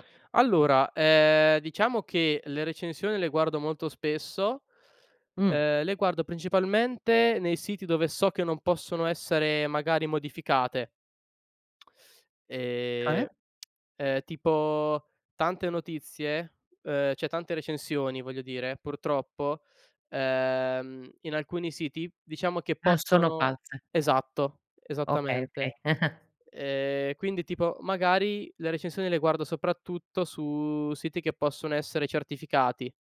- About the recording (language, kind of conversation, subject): Italian, podcast, Come affronti il sovraccarico di informazioni quando devi scegliere?
- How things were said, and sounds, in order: tsk; "cioè" said as "ceh"; tapping; chuckle